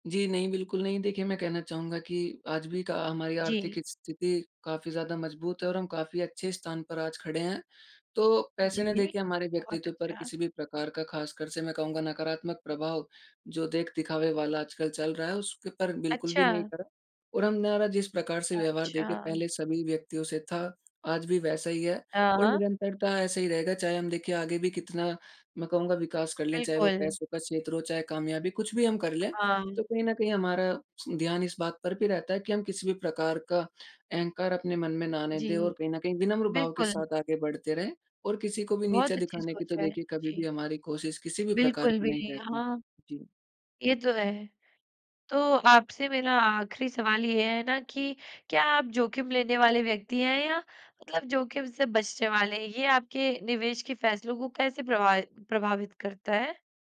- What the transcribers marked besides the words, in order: none
- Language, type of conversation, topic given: Hindi, podcast, पैसों के बारे में तुम्हारी सबसे बड़ी सीख क्या है?